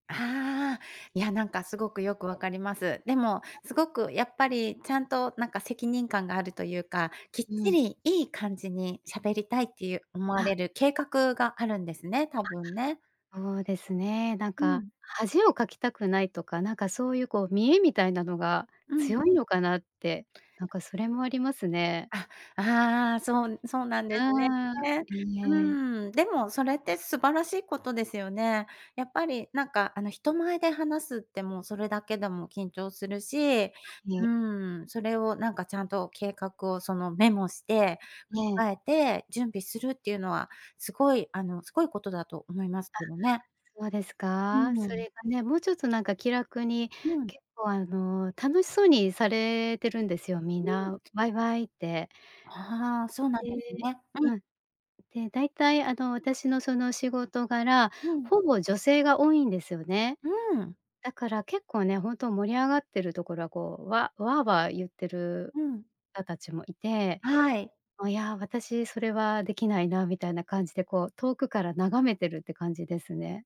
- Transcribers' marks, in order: unintelligible speech; unintelligible speech; other background noise; unintelligible speech
- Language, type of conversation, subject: Japanese, advice, 飲み会や集まりで緊張して楽しめないのはなぜですか？